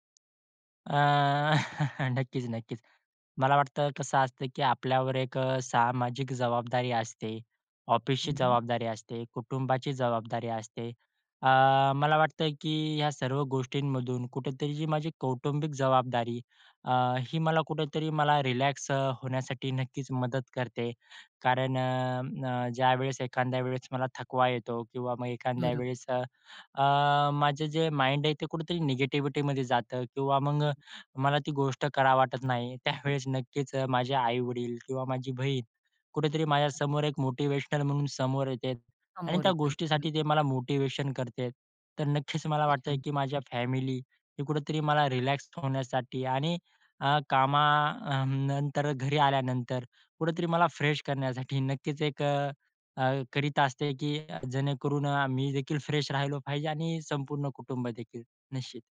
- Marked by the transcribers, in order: tapping; chuckle; other background noise; "एखाद्या" said as "एखांद्या"; "एखाद्या" said as "एखांद्या"; in English: "माइंड"; in English: "फ्रेश"; in English: "फ्रेश"
- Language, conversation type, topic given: Marathi, podcast, कामानंतर आराम मिळवण्यासाठी तुम्ही काय करता?